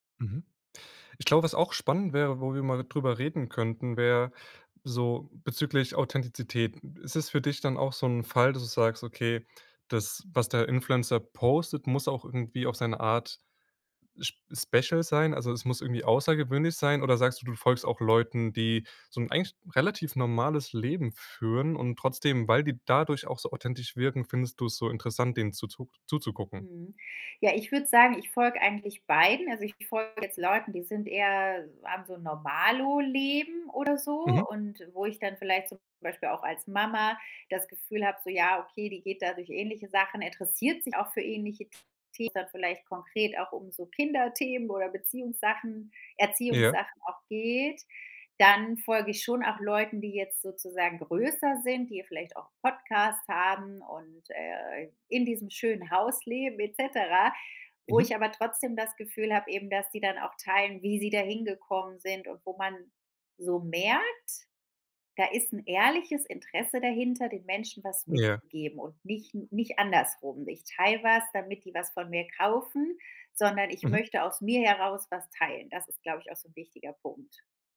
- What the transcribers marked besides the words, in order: other background noise; drawn out: "geht"
- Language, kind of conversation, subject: German, podcast, Was macht für dich eine Influencerin oder einen Influencer glaubwürdig?